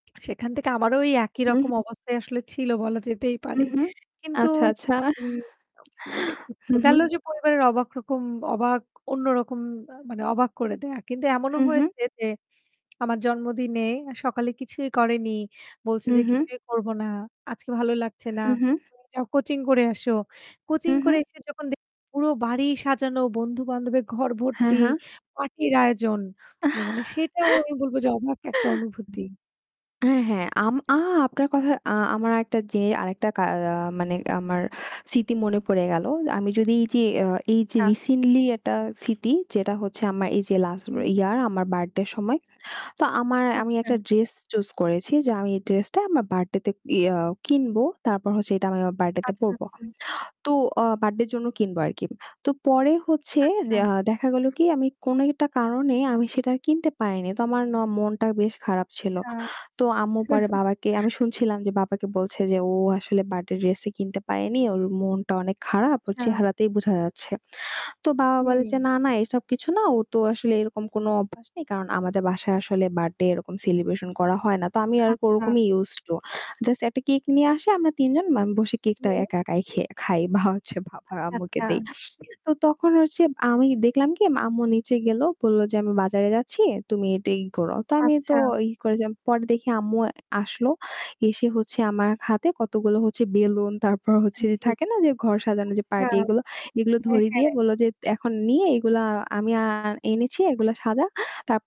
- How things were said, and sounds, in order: static; tapping; distorted speech; chuckle; other background noise; chuckle; chuckle; laughing while speaking: "হচ্ছে বাবা আম্মুকে দেই"
- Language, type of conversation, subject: Bengali, unstructured, আপনার পরিবারের কেউ এমন কী করেছে, যা আপনাকে অবাক করেছে?